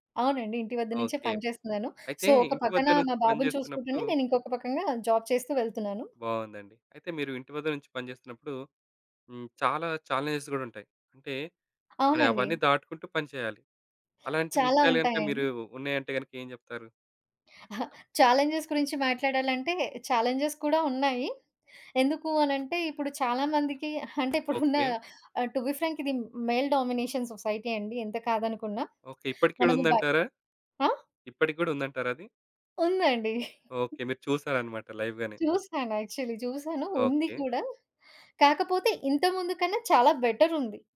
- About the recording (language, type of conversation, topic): Telugu, podcast, ఇంటినుంచి పని చేసే అనుభవం మీకు ఎలా ఉంది?
- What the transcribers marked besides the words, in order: in English: "సో"; in English: "జాబ్"; tapping; in English: "చాలెంజెస్"; other background noise; in English: "చాలెం‌జెస్"; in English: "చాలెంజెస్"; in English: "టు బి ఫ్రాంక్"; in English: "మేల్ డామినేషన్ సొసైటీ"; chuckle; in English: "లైవ్‌గానే"; in English: "యాక్చువలీ"